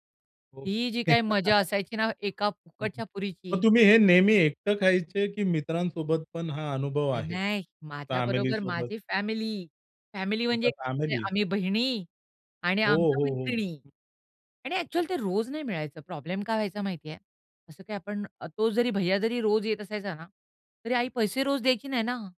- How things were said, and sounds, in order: chuckle; other noise; in English: "अ‍ॅक्चुअली"; other background noise; tapping
- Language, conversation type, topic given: Marathi, podcast, तुम्हाला स्थानिक रस्त्यावरच्या खाण्यापिण्याचा सर्वात आवडलेला अनुभव कोणता आहे?